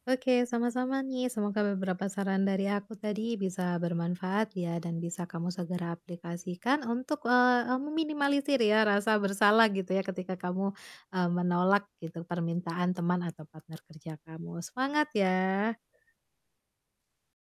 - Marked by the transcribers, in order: none
- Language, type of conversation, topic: Indonesian, advice, Bagaimana cara saya menolak permintaan orang lain tanpa merasa bersalah atau takut mengecewakan mereka?